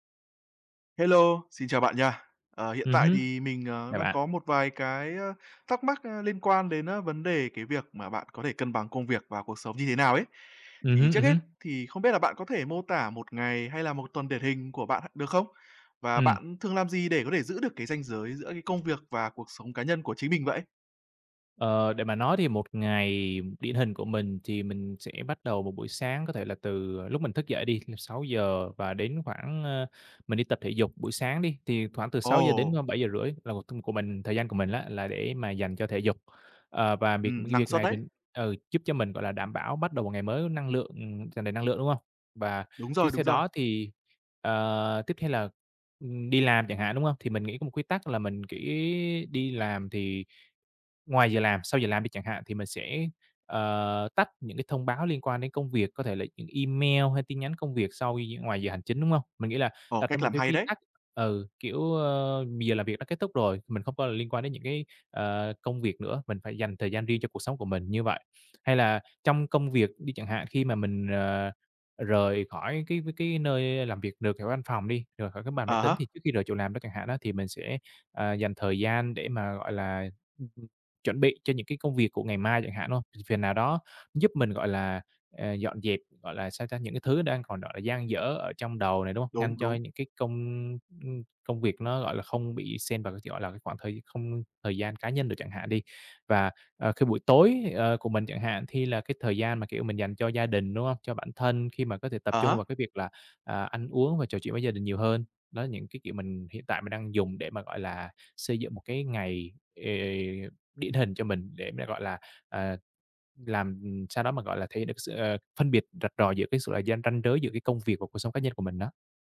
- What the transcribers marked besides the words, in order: tapping; other noise; other background noise; unintelligible speech; "giới" said as "rới"
- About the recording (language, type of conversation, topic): Vietnamese, podcast, Bạn cân bằng công việc và cuộc sống như thế nào?
- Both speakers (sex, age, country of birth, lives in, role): male, 20-24, Vietnam, Vietnam, host; male, 25-29, Vietnam, Vietnam, guest